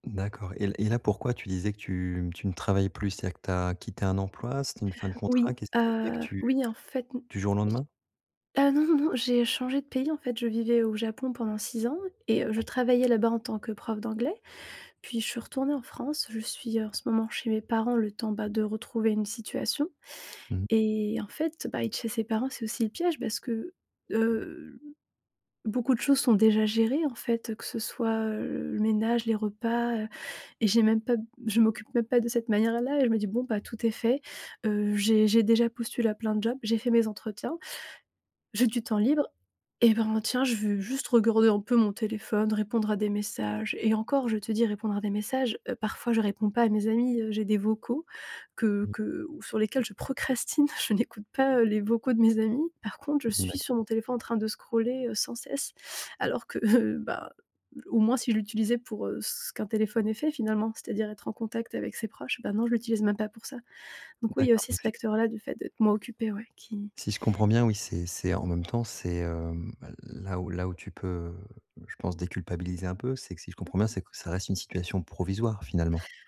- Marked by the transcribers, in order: laughing while speaking: "procrastine"; laughing while speaking: "heu"; other background noise
- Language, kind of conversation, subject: French, advice, Comment puis-je sortir de l’ennui et réduire le temps que je passe sur mon téléphone ?